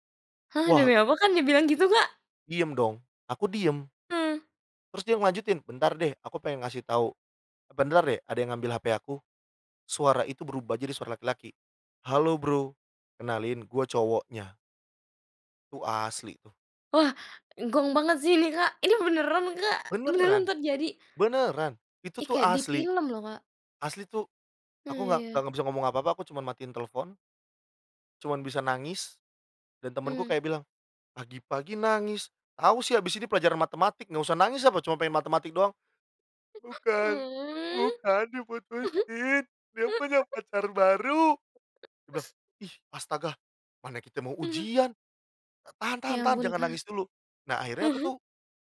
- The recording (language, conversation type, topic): Indonesian, podcast, Musik apa yang paling kamu suka dengarkan saat sedang sedih, dan kenapa?
- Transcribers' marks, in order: surprised: "Hah, demi apa, Kak, dibilang gitu, Kak?"; other noise; chuckle; put-on voice: "Bukan, bukan, diputusin. Dia punya pacar baru"; sniff